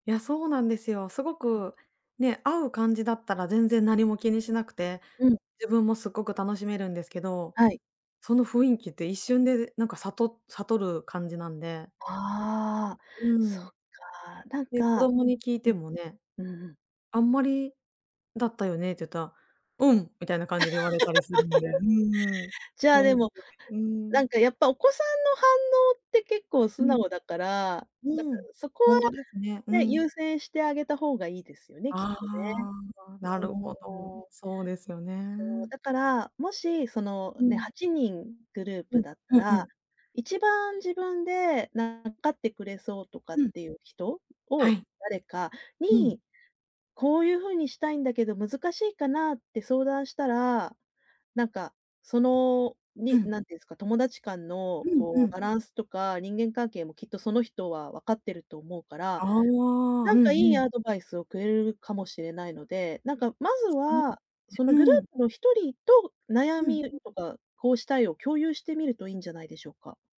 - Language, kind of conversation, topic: Japanese, advice, 家族や友人との関係が変化したとき、どう対応すればよいか迷ったらどうすればいいですか？
- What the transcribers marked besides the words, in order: "雰囲気" said as "ふいんき"; other background noise; laugh